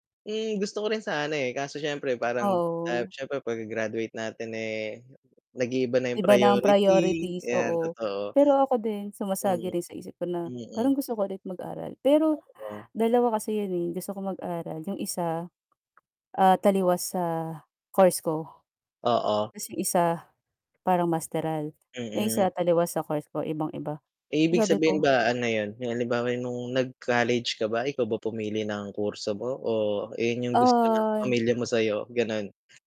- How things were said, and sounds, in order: static; distorted speech
- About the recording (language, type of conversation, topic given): Filipino, unstructured, Ano ang pinakagusto mong asignatura noong nag-aaral ka?